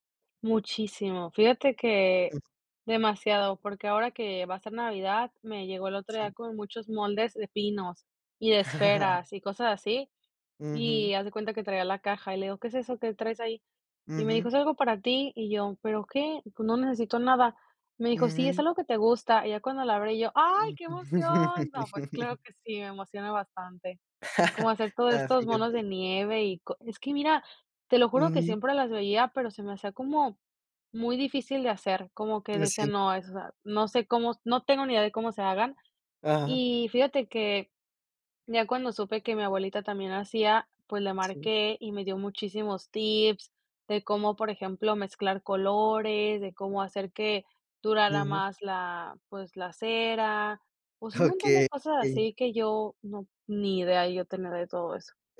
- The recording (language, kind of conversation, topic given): Spanish, podcast, ¿Cómo empiezas tu proceso creativo?
- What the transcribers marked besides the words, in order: other noise; chuckle; chuckle; chuckle